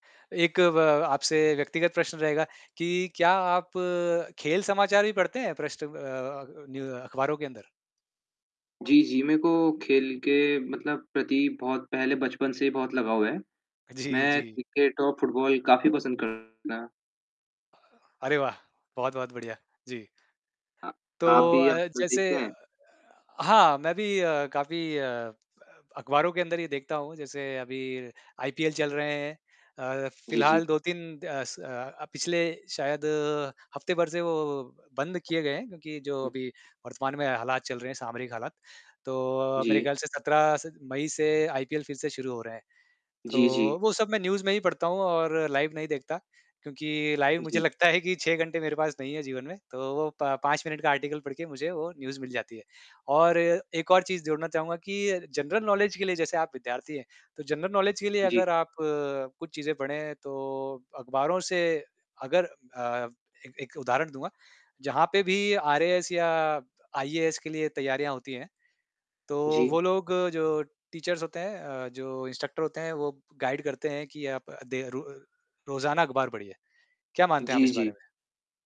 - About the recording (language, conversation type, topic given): Hindi, unstructured, आपके हिसाब से खबरों का हमारे मूड पर कितना असर होता है?
- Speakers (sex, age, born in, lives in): male, 18-19, India, India; male, 35-39, India, India
- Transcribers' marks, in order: static; laughing while speaking: "जी"; distorted speech; tapping; other noise; in English: "न्यूज़"; laughing while speaking: "लगता है कि"; other background noise; in English: "आर्टिकल"; in English: "न्यूज़"; in English: "जनरल नॉलेज"; in English: "जनरल नॉलेज"; in English: "टीचर्स"; in English: "इंस्ट्रक्टर"; in English: "गाइड"